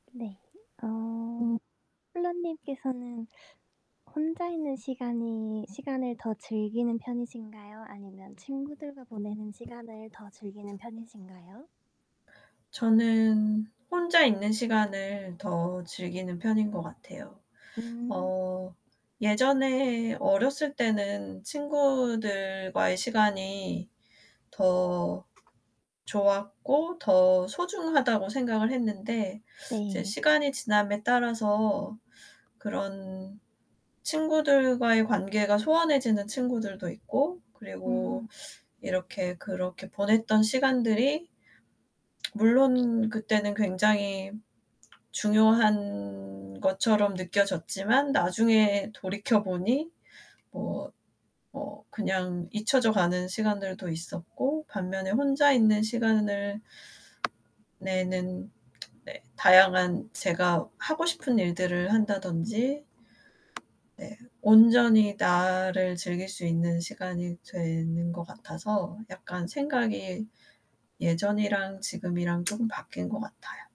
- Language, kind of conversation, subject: Korean, unstructured, 혼자 있는 시간과 친구들과 함께하는 시간 중 어느 쪽이 더 소중하다고 느끼시나요?
- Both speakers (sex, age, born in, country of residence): female, 25-29, South Korea, United States; female, 40-44, South Korea, United States
- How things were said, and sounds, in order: distorted speech; tapping; other background noise; lip smack